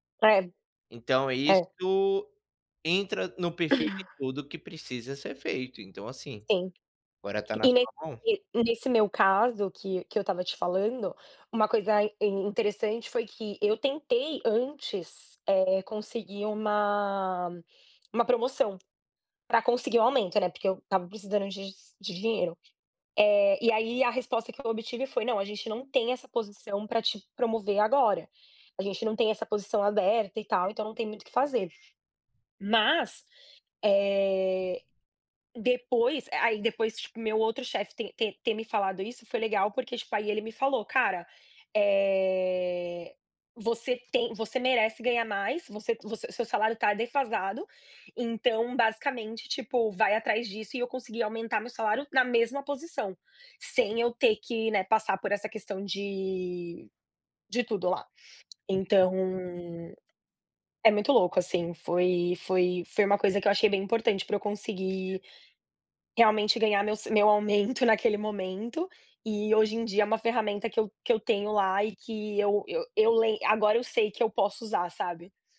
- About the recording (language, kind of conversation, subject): Portuguese, unstructured, Você acha que é difícil negociar um aumento hoje?
- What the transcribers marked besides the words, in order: other background noise; tapping; drawn out: "eh"; drawn out: "Então"